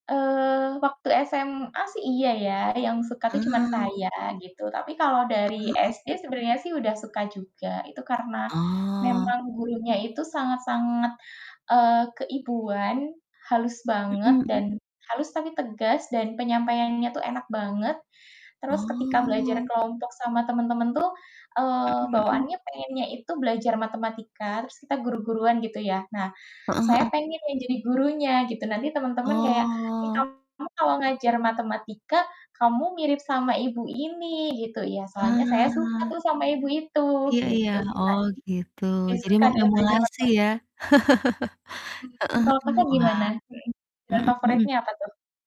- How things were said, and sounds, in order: distorted speech; drawn out: "Oh"; drawn out: "Oh"; drawn out: "Ah"; chuckle
- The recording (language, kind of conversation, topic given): Indonesian, unstructured, Apa pelajaran favoritmu di sekolah, dan mengapa?